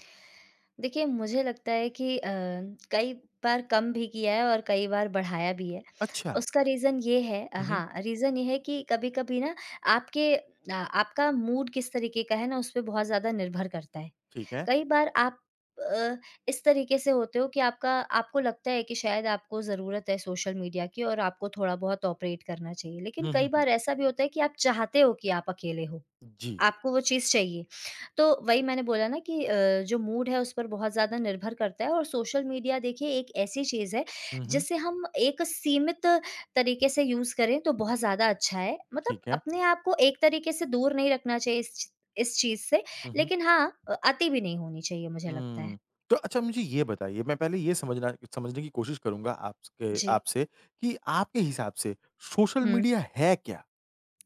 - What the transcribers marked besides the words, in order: in English: "रीज़न"; in English: "रीज़न"; in English: "मूड"; in English: "ऑपरेट"; in English: "मूड"; in English: "यूज़"
- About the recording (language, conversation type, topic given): Hindi, podcast, क्या सोशल मीडिया ने आपकी तन्हाई कम की है या बढ़ाई है?